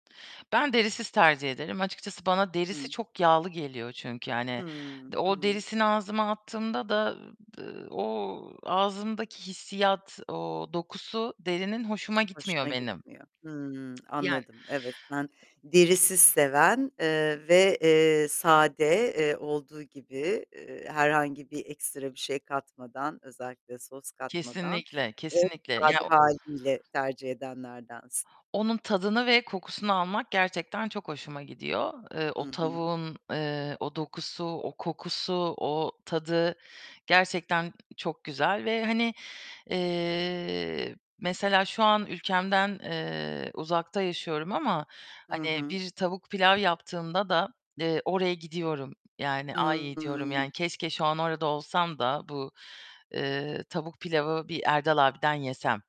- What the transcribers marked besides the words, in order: other background noise; distorted speech; tapping
- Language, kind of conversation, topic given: Turkish, podcast, Favori sokak yemeğin hangisi ve neden?